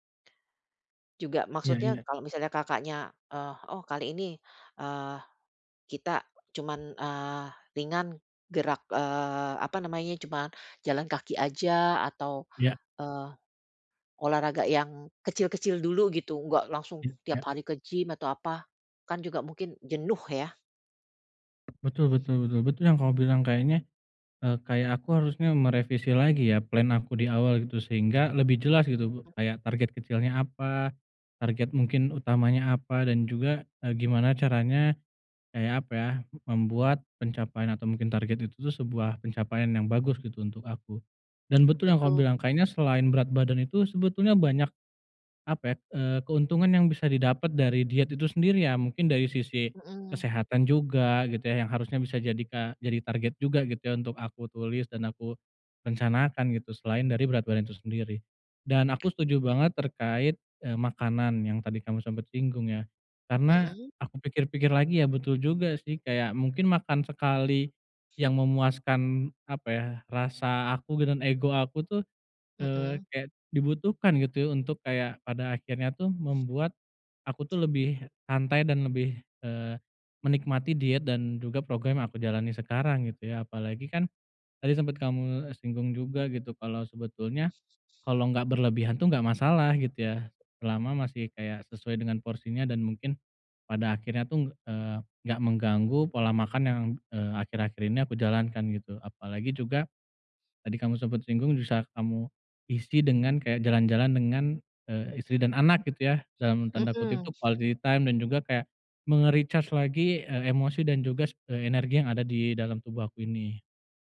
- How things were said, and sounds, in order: other background noise; tapping; in English: "quality time"; in English: "me-recharge"
- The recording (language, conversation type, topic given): Indonesian, advice, Bagaimana saya dapat menggunakan pencapaian untuk tetap termotivasi?